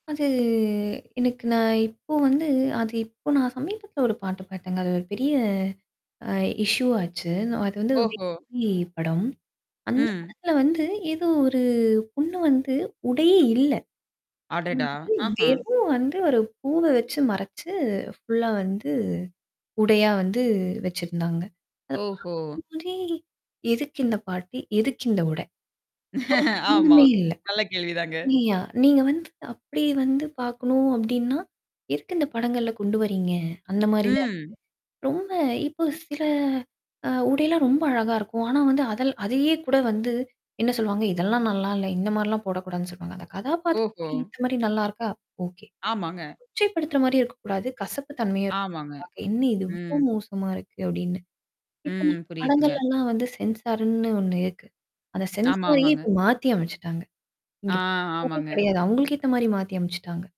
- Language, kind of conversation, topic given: Tamil, podcast, படங்களில் பெண்கள் எப்படிக் காட்டப்பட வேண்டும்?
- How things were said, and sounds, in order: static; mechanical hum; distorted speech; drawn out: "அது"; in English: "இஷ்யூ"; unintelligible speech; drawn out: "ஒரு"; tapping; surprised: "அடடா!"; laugh; in English: "சென்சார்ன்னு"; in English: "சென்சாரயே"; unintelligible speech; drawn out: "ஆ"